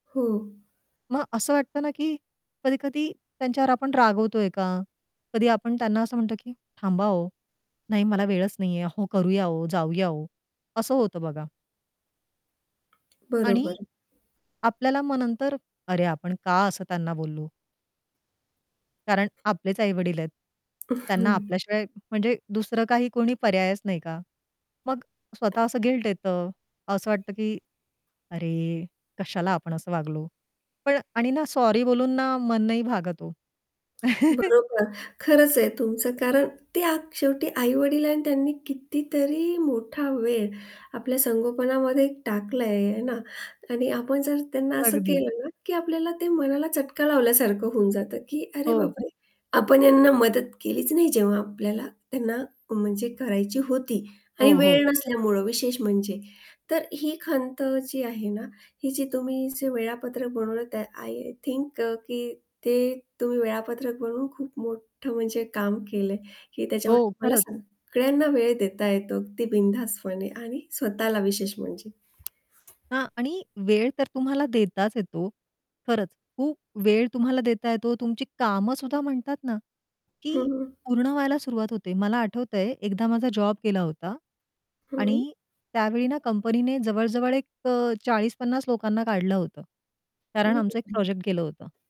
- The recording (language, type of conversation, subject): Marathi, podcast, दिवसभरात स्वतःसाठी वेळ तुम्ही कसा काढता?
- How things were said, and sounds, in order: static; tapping; distorted speech; other background noise; chuckle; chuckle; unintelligible speech